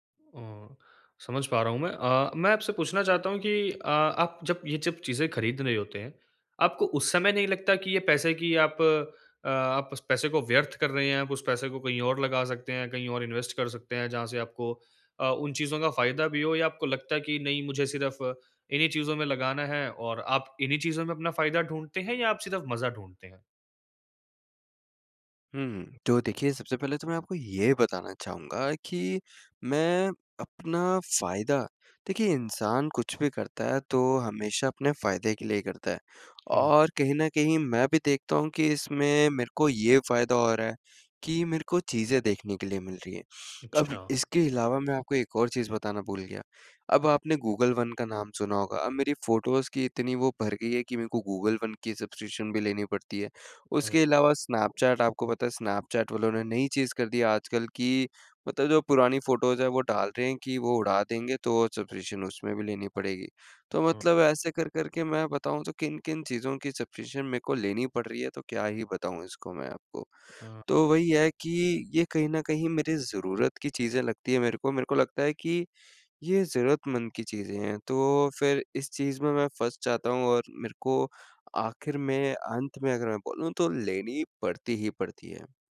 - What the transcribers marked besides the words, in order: in English: "इन्वेस्ट"; in English: "फ़ोटोज़"; in English: "सब्सक्रिप्शन"; in English: "फ़ोटोज़"; in English: "सब्सक्रिप्शन"; in English: "सब्सक्रिप्शन"
- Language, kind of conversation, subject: Hindi, advice, कम चीज़ों में संतोष खोजना